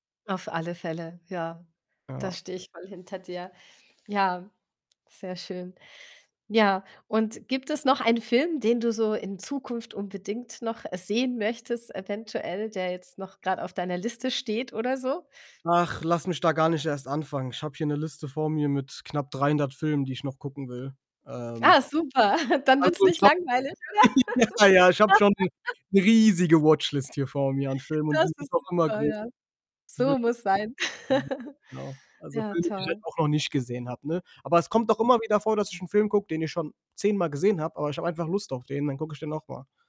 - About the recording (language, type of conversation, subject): German, podcast, Welcher Film hat dich besonders bewegt?
- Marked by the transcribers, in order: other background noise; chuckle; giggle; laugh; distorted speech; unintelligible speech; giggle; unintelligible speech